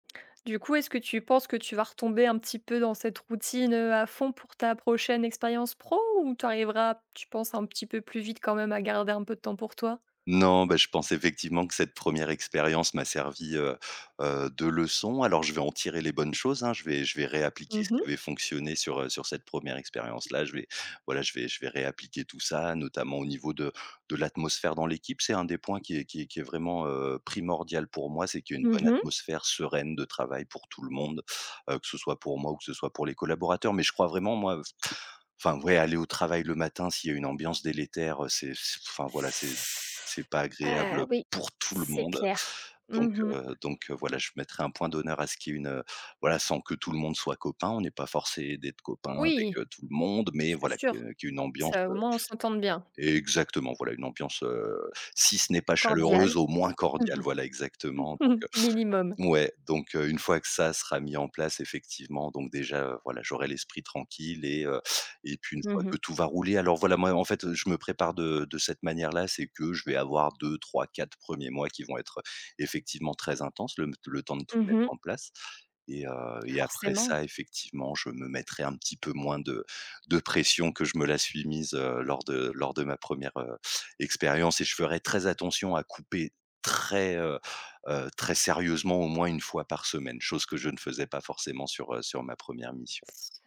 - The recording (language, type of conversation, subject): French, podcast, Comment poses-tu des limites (téléphone, travail) pour te reposer ?
- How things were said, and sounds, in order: chuckle; stressed: "très"